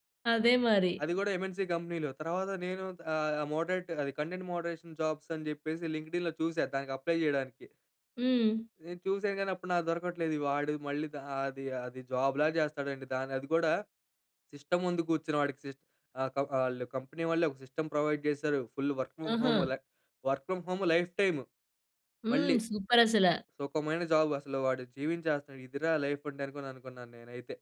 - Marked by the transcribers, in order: in English: "ఎమ్‌ఎన్‌సి కంపెనీలో"; in English: "మోడరేట్"; in English: "కంటెంట్ మోడరేషన్ జాబ్స్"; in English: "లింక్డిన్"; in English: "అప్లై"; in English: "సిస్టమ్"; in English: "సిస్టమ్ ప్రొవైడ్"; in English: "ఫుల్ వర్క్ ఫ్రామ్ హోమ్ లై వర్క్ ఫ్రామ్ హోమ్ లైఫ్ టైమ్"; in English: "లైఫ్"
- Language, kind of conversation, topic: Telugu, podcast, సోషల్ మీడియా మీ వినోదపు రుచిని ఎలా ప్రభావితం చేసింది?